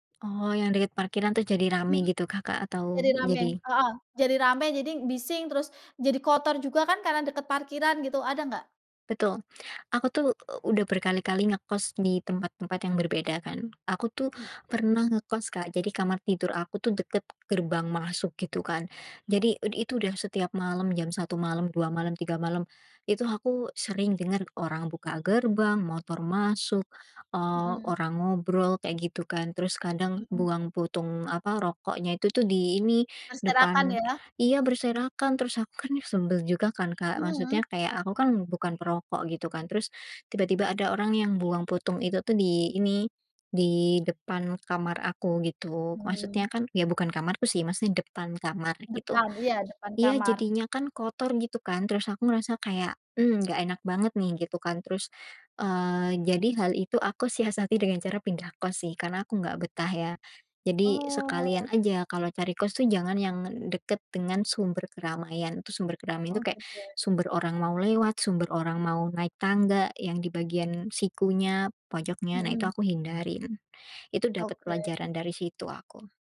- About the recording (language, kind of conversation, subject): Indonesian, podcast, Bagaimana cara kamu membuat kamar tidur menjadi zona nyaman?
- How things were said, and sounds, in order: tapping; "jadi" said as "jading"; other background noise; stressed: "depan"